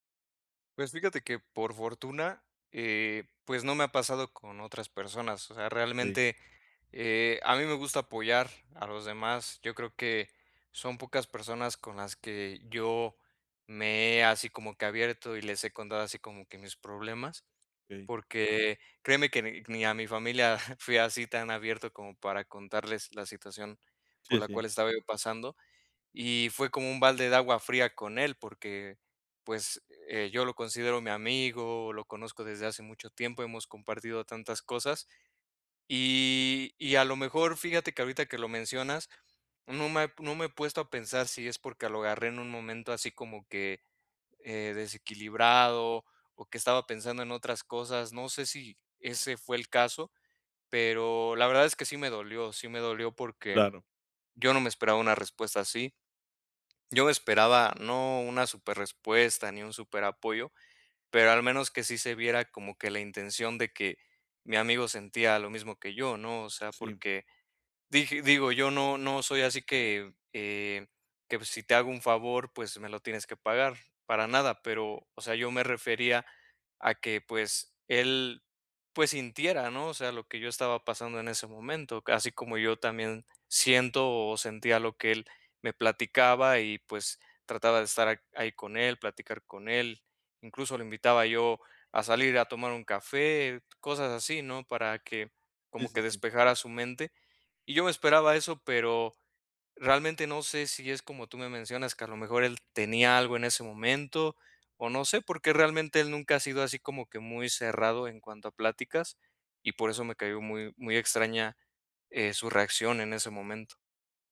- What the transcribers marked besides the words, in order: other background noise; chuckle
- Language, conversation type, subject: Spanish, advice, ¿Cómo puedo cuidar mi bienestar mientras apoyo a un amigo?
- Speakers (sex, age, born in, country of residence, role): male, 30-34, Mexico, Mexico, advisor; male, 35-39, Mexico, Mexico, user